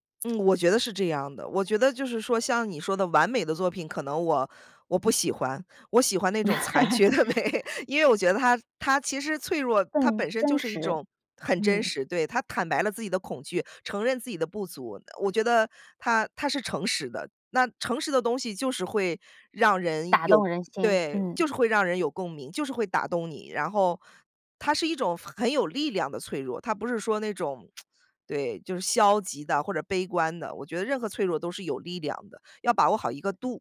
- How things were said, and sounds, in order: laugh; other background noise; laughing while speaking: "的美"; lip smack
- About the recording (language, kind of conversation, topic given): Chinese, podcast, 你愿意在作品里展现脆弱吗？